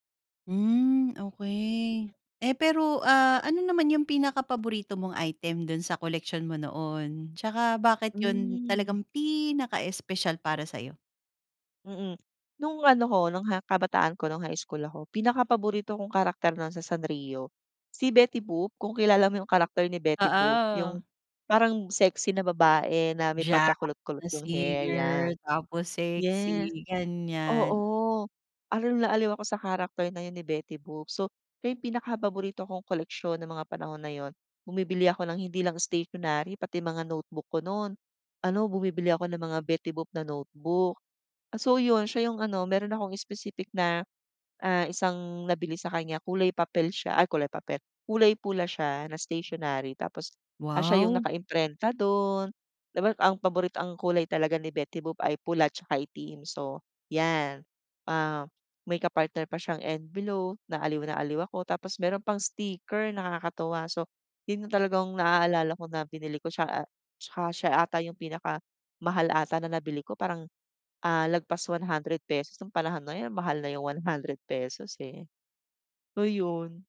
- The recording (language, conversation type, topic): Filipino, podcast, Nagkaroon ka ba noon ng koleksyon, at ano ang kinolekta mo at bakit?
- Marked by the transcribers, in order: other background noise; stressed: "pinaka-espesyal"